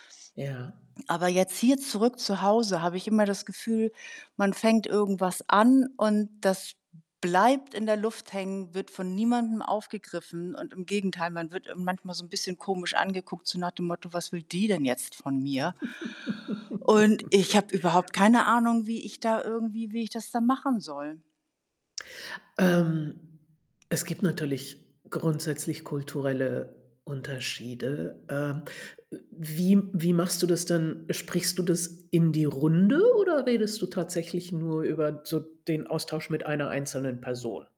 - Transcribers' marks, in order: stressed: "die"; chuckle; static; other background noise
- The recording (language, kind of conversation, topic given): German, advice, Wie erlebst du Smalltalk bei Networking-Veranstaltungen oder Feiern?